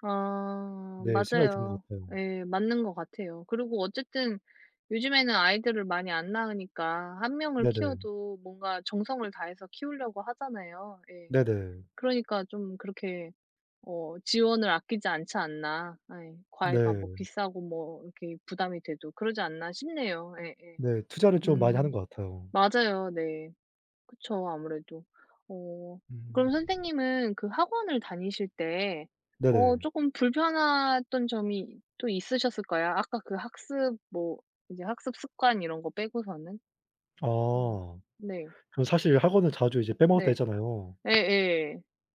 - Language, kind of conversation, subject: Korean, unstructured, 과외는 꼭 필요한가요, 아니면 오히려 부담이 되나요?
- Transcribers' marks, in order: tapping; other background noise